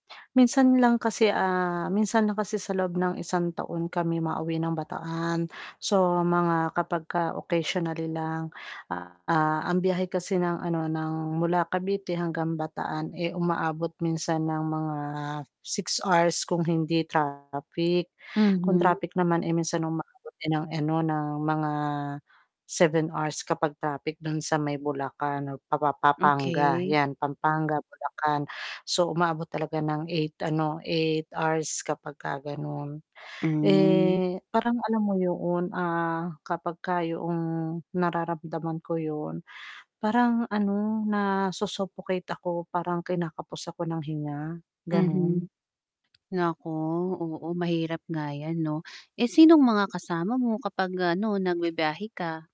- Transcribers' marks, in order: other noise; distorted speech; tapping
- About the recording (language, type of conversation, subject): Filipino, advice, Paano ko mababawasan ang stress at mananatiling organisado habang naglalakbay?